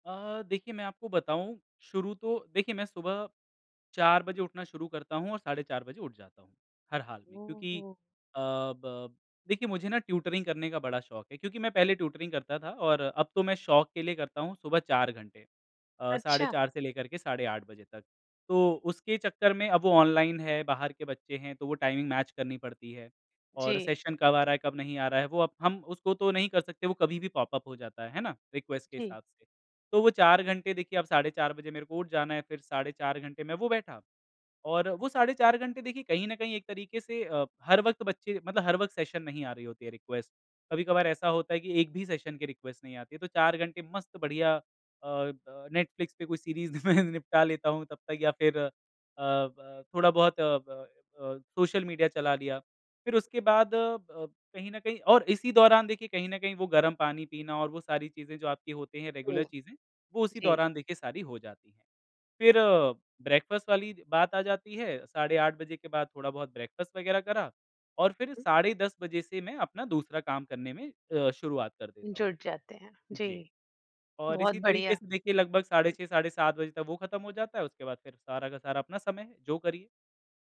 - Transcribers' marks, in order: in English: "ट्यूटरिंग"; in English: "ट्यूटरिंग"; in English: "टाइमिंग मैच"; in English: "सेशन"; in English: "पॉप-अप"; in English: "रिक्वेस्ट"; in English: "सेशन"; in English: "रिक्वेस्ट"; in English: "सेशन"; in English: "रिक्वेस्ट"; unintelligible speech; in English: "सीरीज़"; laughing while speaking: "में"; in English: "रेगुलर"; in English: "ब्रेकफ़ास्ट"; in English: "ब्रेकफ़ास्ट"
- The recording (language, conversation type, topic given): Hindi, podcast, आपके परिवार वाले आपका काम देखकर आपके बारे में क्या सोचते हैं?